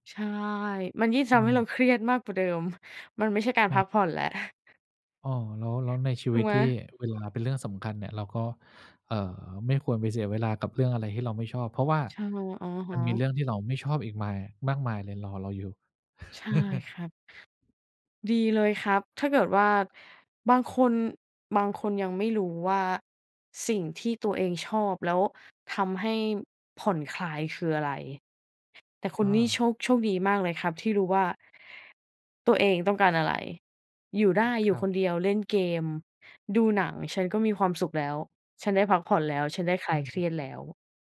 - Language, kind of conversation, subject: Thai, podcast, การพักผ่อนแบบไหนช่วยให้คุณกลับมามีพลังอีกครั้ง?
- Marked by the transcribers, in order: other background noise; chuckle